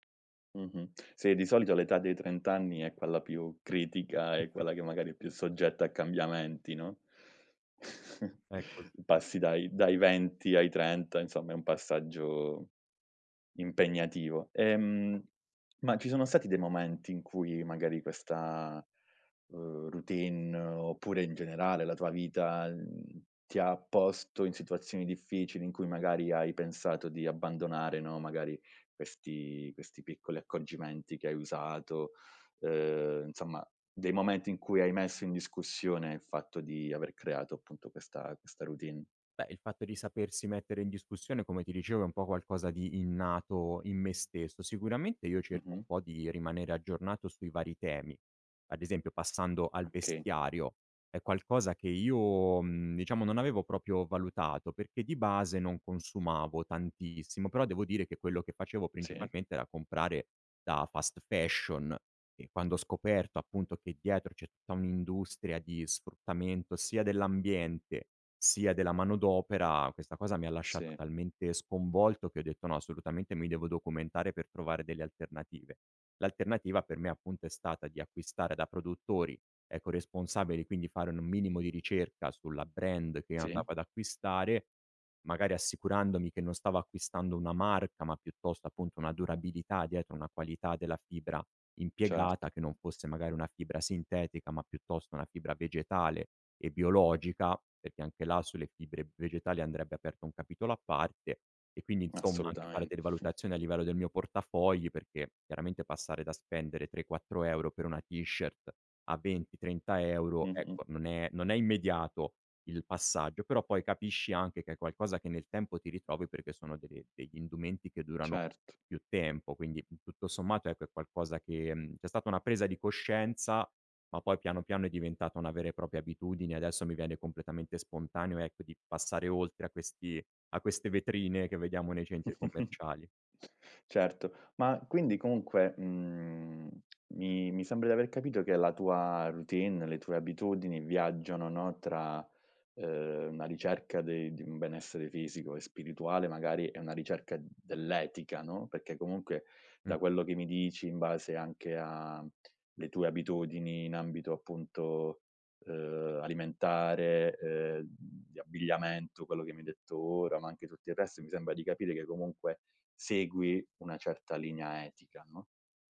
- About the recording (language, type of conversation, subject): Italian, podcast, Quali piccole abitudini quotidiane hanno cambiato la tua vita?
- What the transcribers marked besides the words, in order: chuckle; "insomma" said as "nsomma"; "Okay" said as "kay"; in English: "fast fashion"; tapping; chuckle